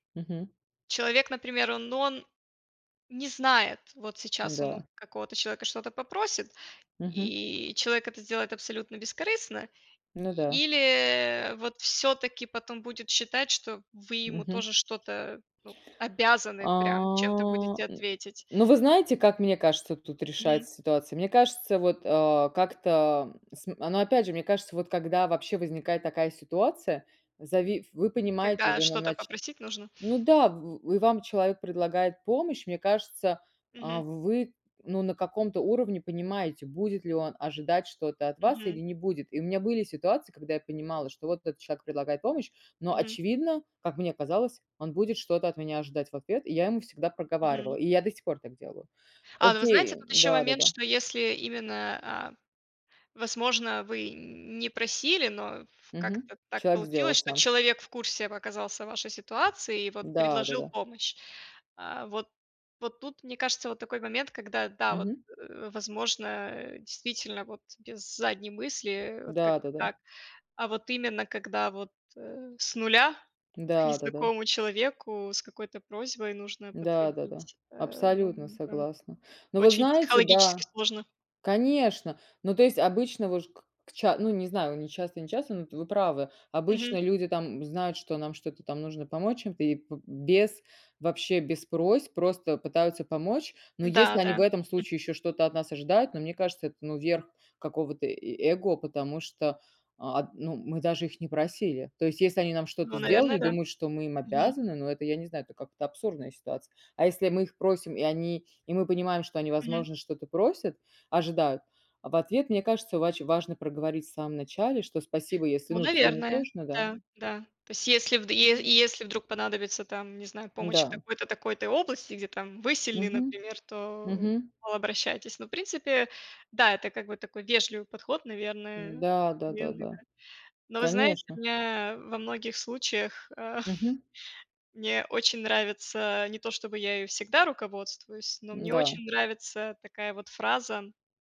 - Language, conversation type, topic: Russian, unstructured, Как ты думаешь, почему люди боятся просить помощи?
- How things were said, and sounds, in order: grunt; grunt; drawn out: "А"; tapping; unintelligible speech; chuckle; other background noise